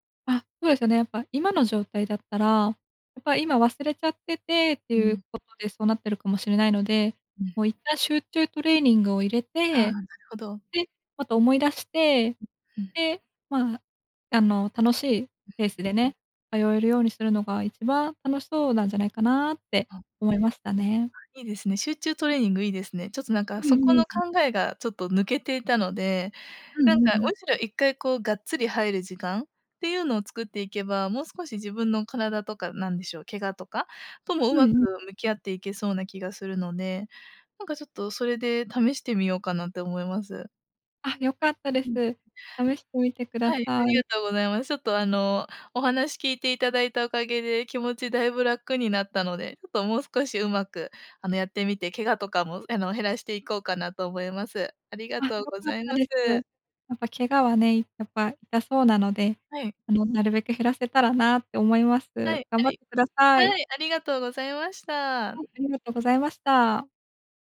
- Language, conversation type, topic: Japanese, advice, 怪我や故障から運動に復帰するのが怖いのですが、どうすれば不安を和らげられますか？
- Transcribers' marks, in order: other background noise